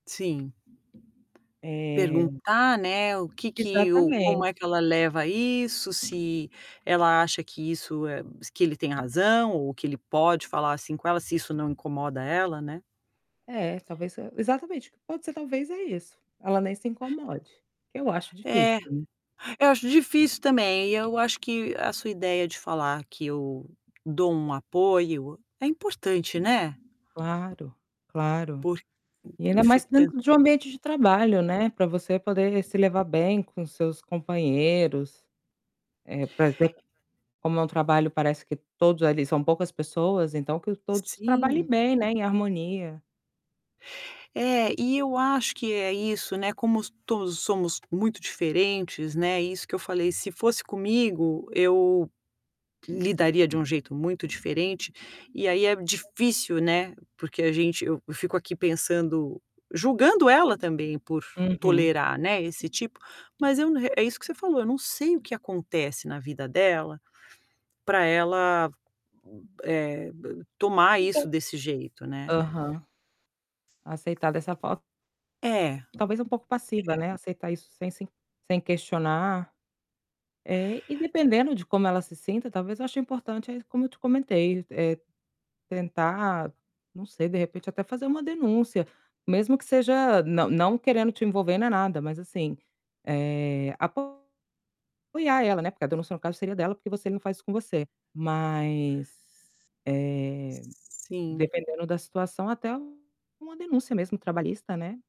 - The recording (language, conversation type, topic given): Portuguese, advice, Como você se sentiu quando o seu chefe fez um comentário duro na frente dos colegas?
- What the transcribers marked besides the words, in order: other background noise; distorted speech; tapping; unintelligible speech; static